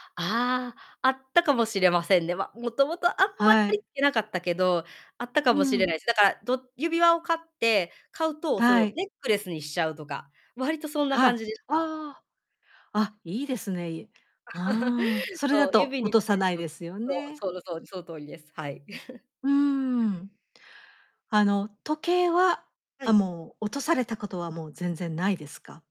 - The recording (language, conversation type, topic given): Japanese, podcast, 小物で自分らしさを出すには、どんな工夫をするとよいですか？
- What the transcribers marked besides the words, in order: distorted speech; other background noise; chuckle; chuckle